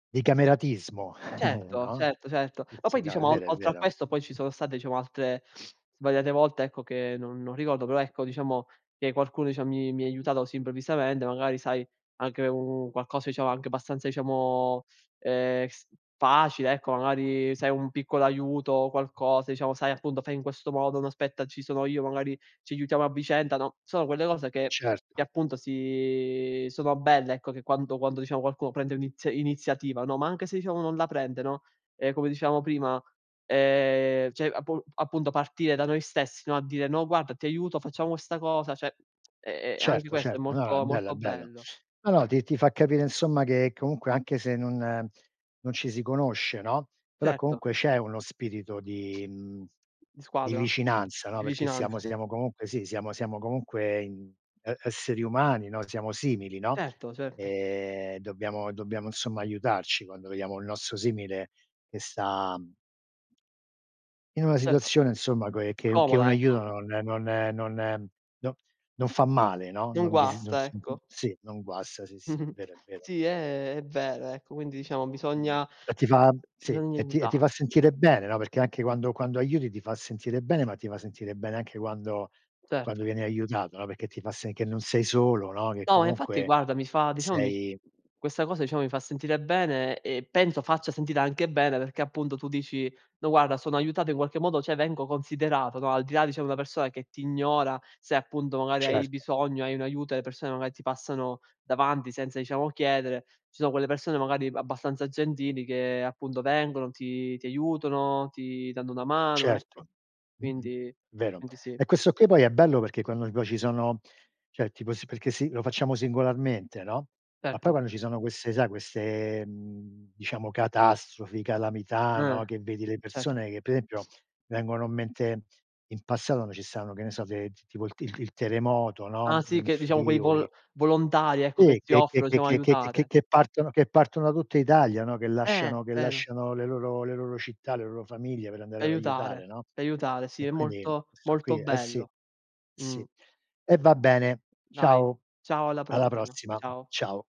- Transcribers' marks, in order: "Certo" said as "cetto"; chuckle; tapping; drawn out: "diciamo"; drawn out: "si"; drawn out: "ehm"; "cioè" said as "ceh"; other background noise; unintelligible speech; sniff
- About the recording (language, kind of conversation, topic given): Italian, unstructured, Qual è, secondo te, il modo migliore per aiutare gli altri?